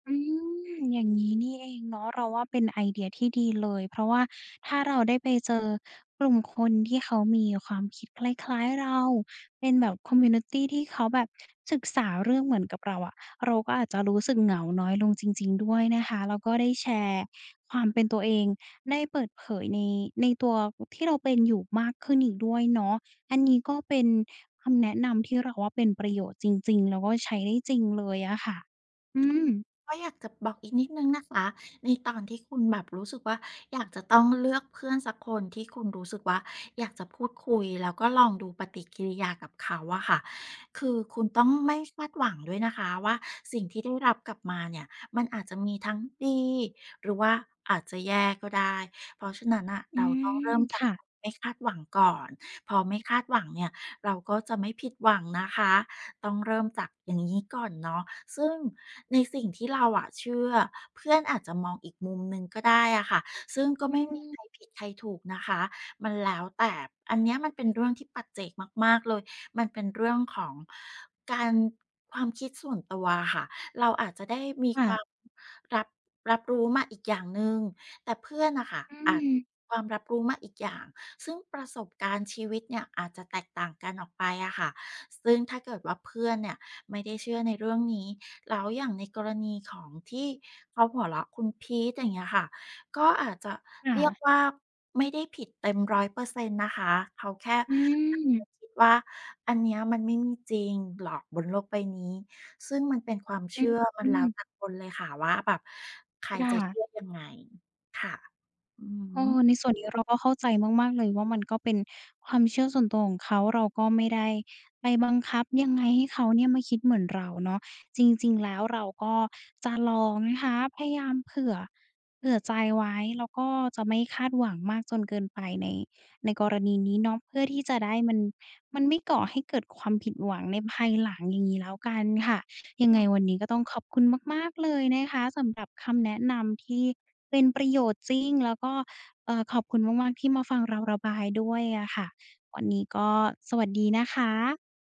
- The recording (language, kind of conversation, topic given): Thai, advice, คุณกำลังลังเลที่จะเปิดเผยตัวตนที่แตกต่างจากคนรอบข้างหรือไม่?
- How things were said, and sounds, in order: other background noise; in English: "คอมมิวนิตี"; unintelligible speech; unintelligible speech